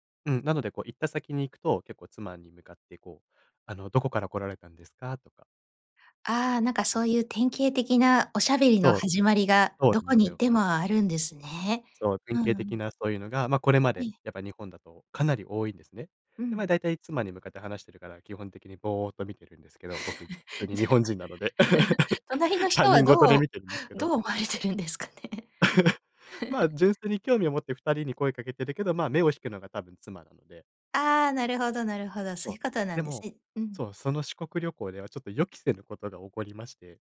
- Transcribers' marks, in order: chuckle; laughing while speaking: "じゃ"; giggle; laugh; laughing while speaking: "思われてるんですかね？"; laugh; giggle
- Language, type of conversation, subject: Japanese, podcast, 旅先で出会った面白い人について、どんなエピソードがありますか？